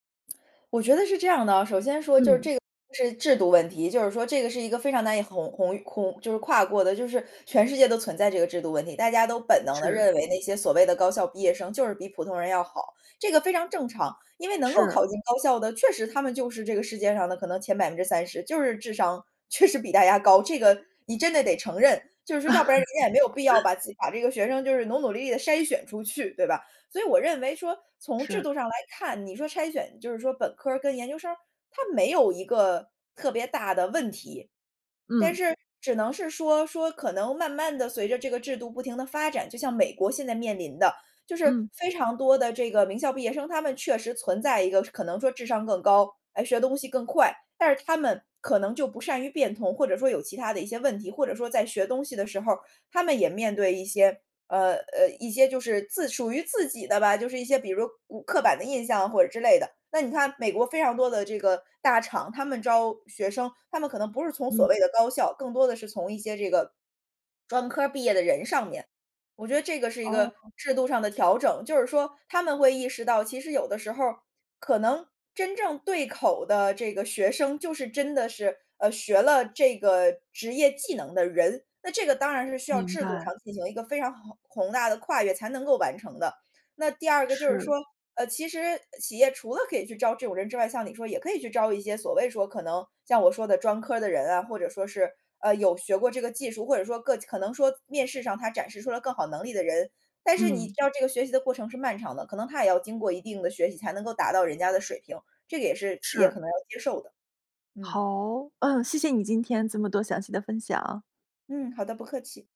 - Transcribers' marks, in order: chuckle
- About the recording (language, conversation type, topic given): Chinese, podcast, 你觉得分数能代表能力吗？